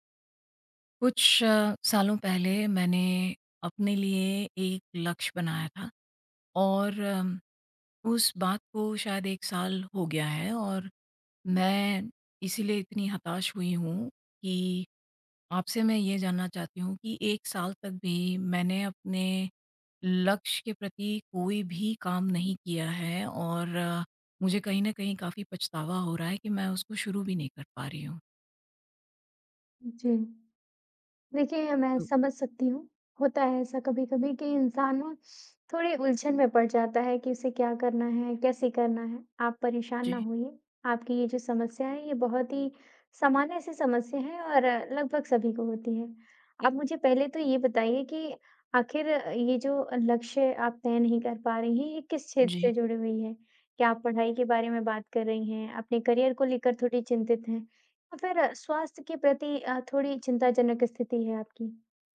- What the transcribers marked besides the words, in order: tapping; in English: "करियर"
- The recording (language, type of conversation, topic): Hindi, advice, मैं लक्ष्य तय करने में उलझ जाता/जाती हूँ और शुरुआत नहीं कर पाता/पाती—मैं क्या करूँ?